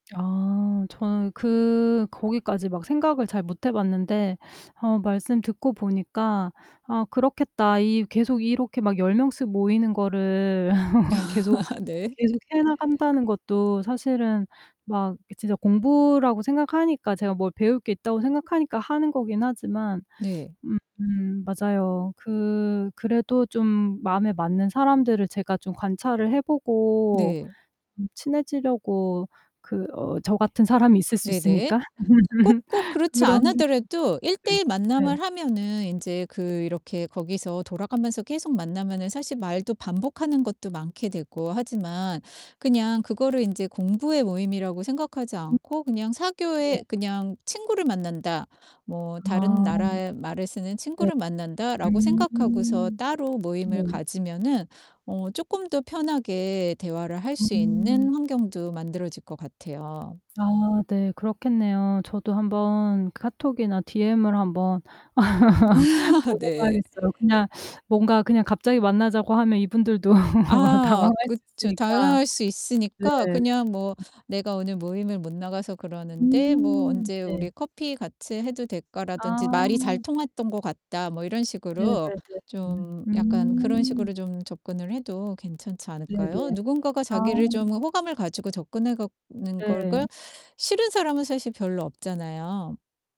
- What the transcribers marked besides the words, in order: laugh; other background noise; tapping; static; laugh; unintelligible speech; distorted speech; laugh; laugh
- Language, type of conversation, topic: Korean, advice, 네트워킹을 시작할 때 느끼는 불편함을 줄이고 자연스럽게 관계를 맺기 위한 전략은 무엇인가요?